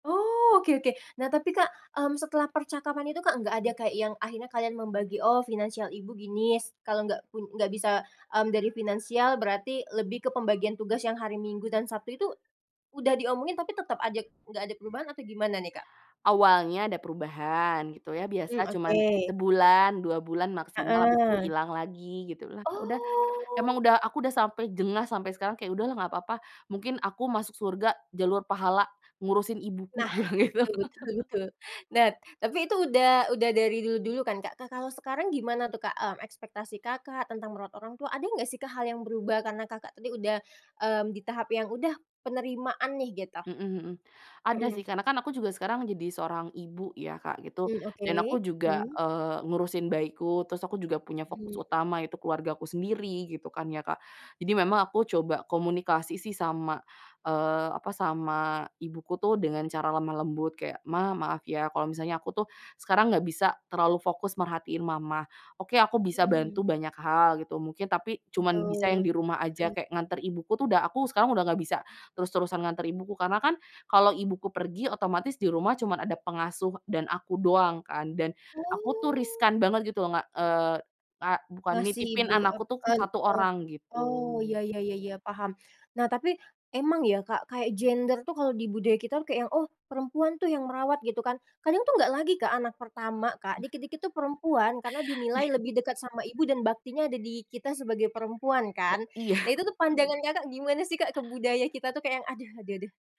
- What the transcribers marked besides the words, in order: other background noise; drawn out: "Oh"; laugh; drawn out: "Oh"; other noise; laughing while speaking: "iya"
- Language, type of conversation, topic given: Indonesian, podcast, Apa ekspektasi keluarga dalam merawat orang tua lanjut usia?